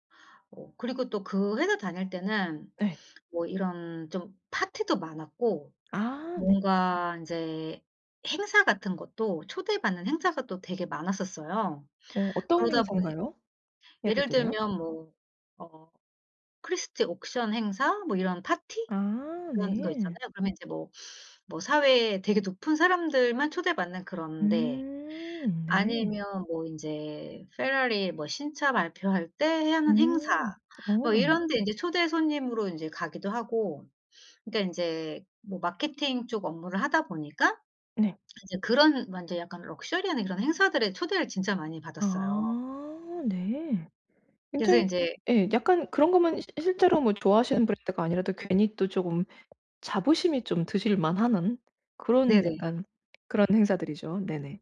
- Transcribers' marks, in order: tapping; lip smack; other background noise
- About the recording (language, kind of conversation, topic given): Korean, advice, 사회적 지위 변화로 낮아진 자존감을 회복하고 정체성을 다시 세우려면 어떻게 해야 하나요?